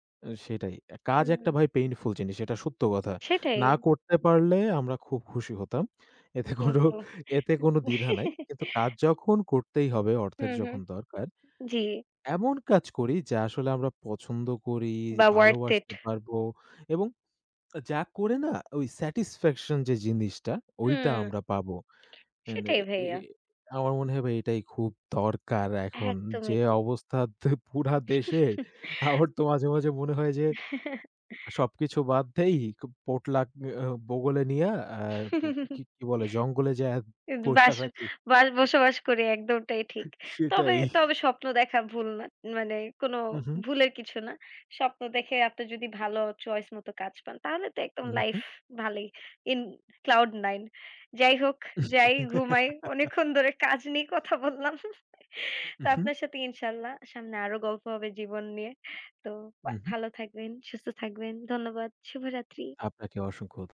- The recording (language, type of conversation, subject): Bengali, unstructured, আপনার স্বপ্নের কাজ কী এবং কেন?
- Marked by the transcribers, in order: laughing while speaking: "এতে কোনো"; chuckle; in English: "ওয়ার্থ ইট"; in English: "স্যাটিসফ্যাকশন"; other background noise; laughing while speaking: "অবস্থাতে পুরা দেশের আমার তো"; chuckle; chuckle; chuckle; laughing while speaking: "সেটাই"; in English: "ইন ক্লাউড"; giggle; laughing while speaking: "কথা বললাম"; chuckle